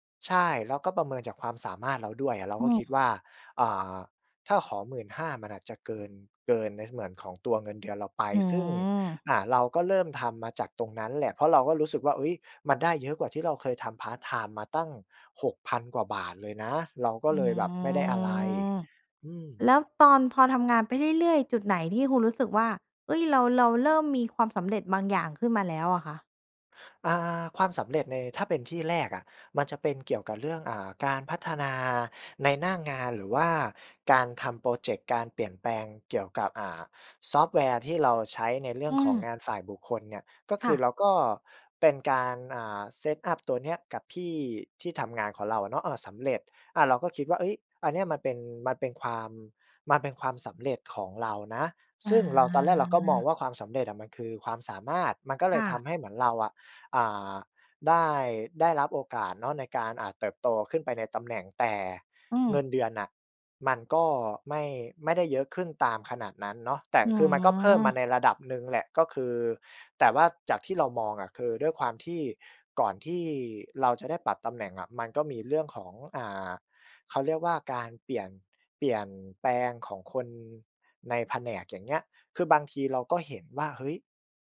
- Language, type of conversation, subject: Thai, podcast, คุณวัดความสำเร็จด้วยเงินเพียงอย่างเดียวหรือเปล่า?
- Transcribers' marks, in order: drawn out: "ฮือ"; in English: "set up"